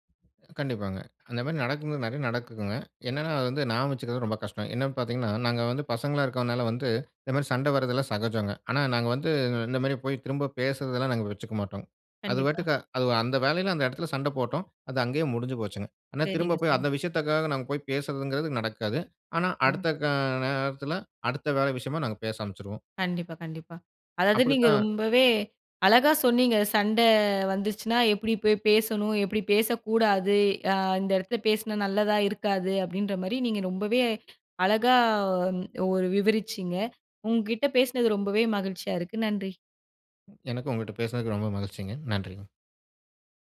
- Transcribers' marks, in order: other background noise
- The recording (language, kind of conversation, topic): Tamil, podcast, சண்டை முடிந்த பிறகு உரையாடலை எப்படி தொடங்குவது?